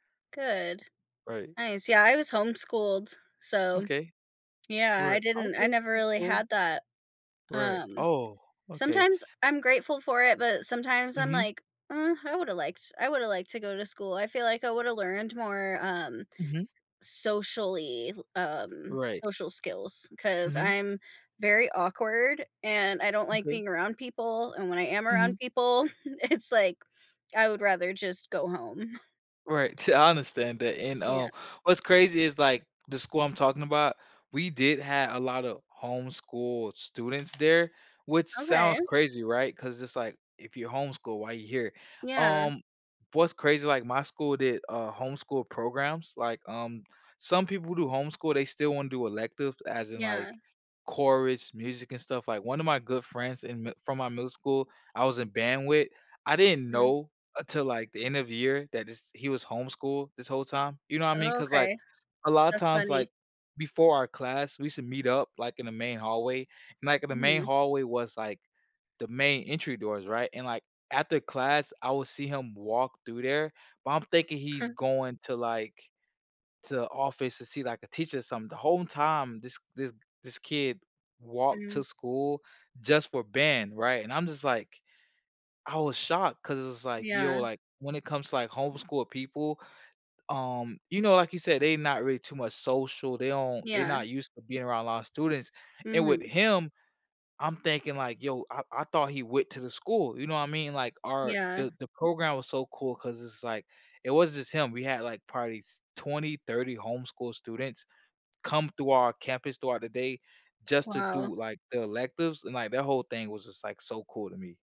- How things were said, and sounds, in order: laughing while speaking: "it's, like"; chuckle; other background noise; chuckle
- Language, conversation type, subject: English, unstructured, What would change if you switched places with your favorite book character?